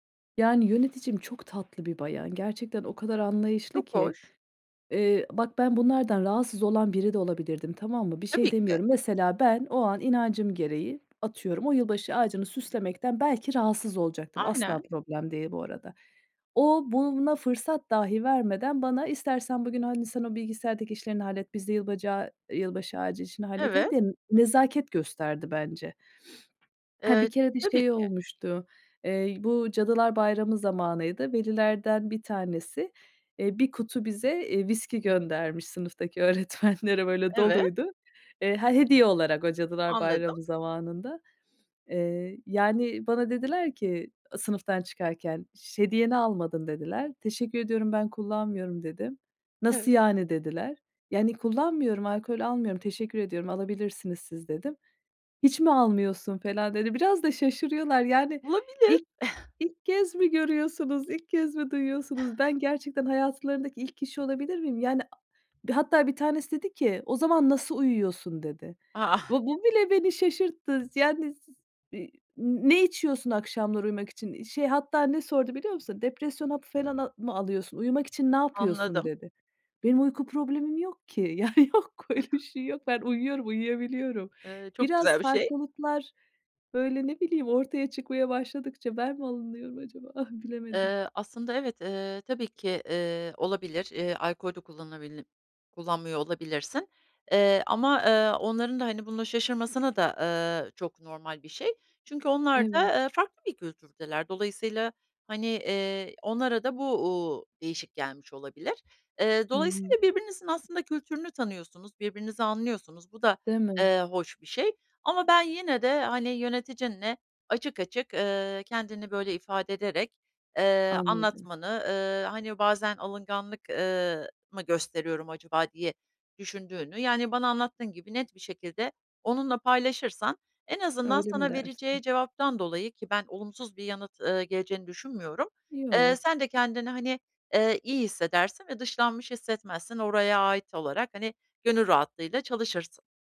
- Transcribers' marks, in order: other background noise; sniff; laughing while speaking: "öğretmenlere"; unintelligible speech; scoff; other noise; tapping; laughing while speaking: "Yani, yok, öyle bir şey yok. Ben uyuyorum, uyuyabiliyorum"; scoff
- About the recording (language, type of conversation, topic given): Turkish, advice, Kutlamalarda kendimi yalnız ve dışlanmış hissediyorsam arkadaş ortamında ne yapmalıyım?